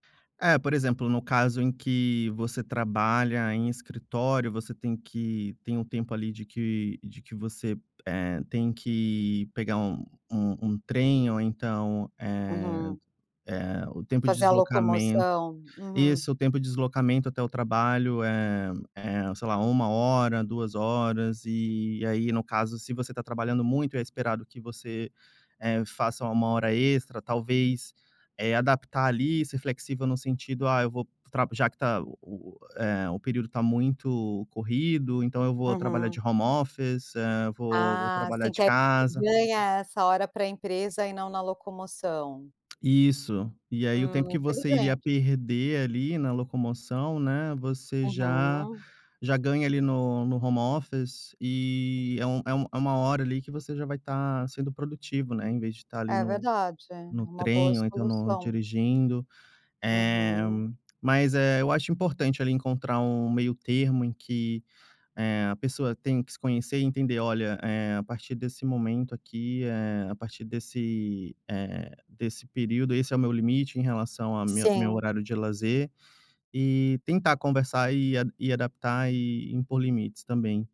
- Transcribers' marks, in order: in English: "home office"; in English: "home office"; tapping
- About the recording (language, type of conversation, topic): Portuguese, podcast, Como você separa o tempo de trabalho do tempo de descanso?